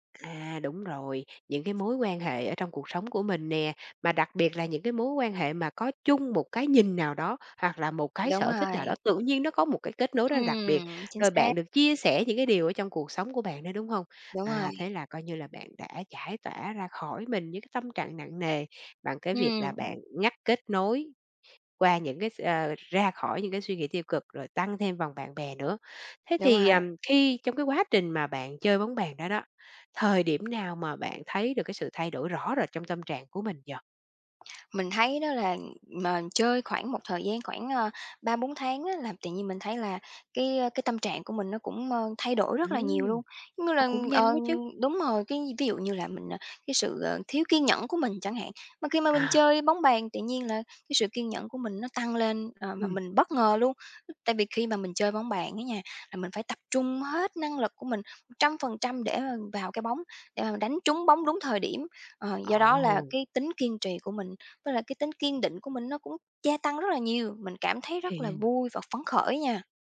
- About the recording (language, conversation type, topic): Vietnamese, podcast, Sở thích giúp bạn giải tỏa căng thẳng như thế nào?
- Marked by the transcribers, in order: tapping; other background noise